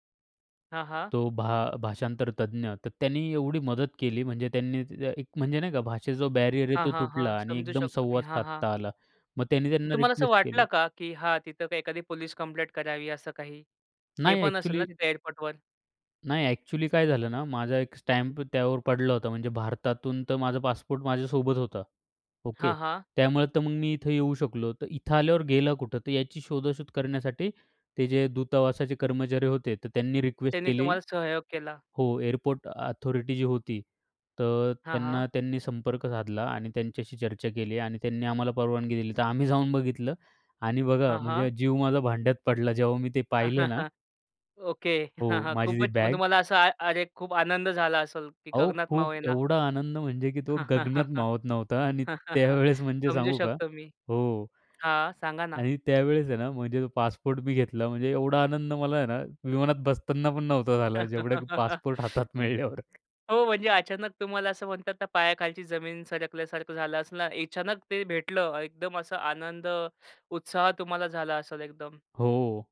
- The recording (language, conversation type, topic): Marathi, podcast, तुमचा पासपोर्ट किंवा एखादे महत्त्वाचे कागदपत्र कधी हरवले आहे का?
- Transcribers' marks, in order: in English: "बॅरियर"; other background noise; tapping; in English: "अथॉरिटी"; chuckle; laugh; laughing while speaking: "त्यावेळेस म्हणजे"; "बसताना" said as "दसताना"; laugh; laughing while speaking: "मिळल्यावर"; "अचानक" said as "ऐचानक"